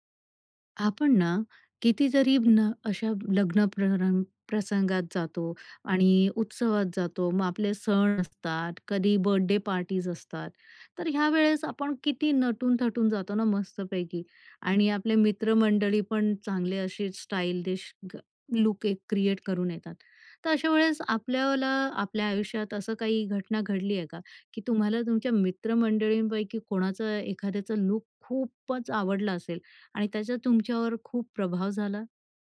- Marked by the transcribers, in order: other background noise; "स्टाईलीश" said as "स्टाईदीश"
- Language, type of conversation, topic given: Marathi, podcast, मित्रमंडळींपैकी कोणाचा पेहरावाचा ढंग तुला सर्वात जास्त प्रेरित करतो?